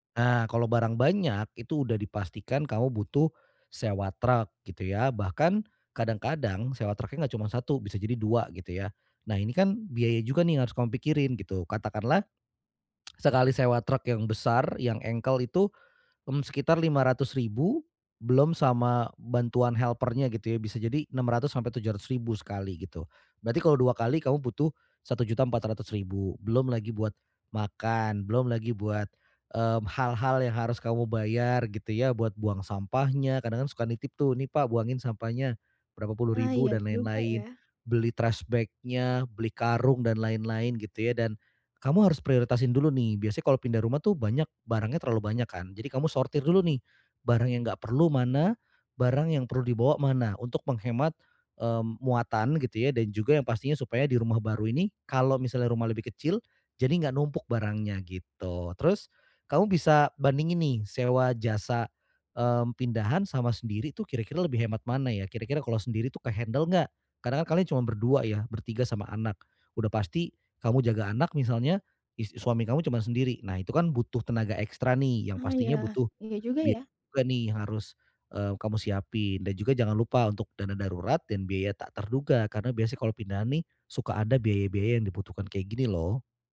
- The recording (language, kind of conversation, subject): Indonesian, advice, Bagaimana cara membuat anggaran pindah rumah yang realistis?
- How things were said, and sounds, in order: in English: "helper-nya"; in English: "trash bag-nya"; in English: "ke-handle"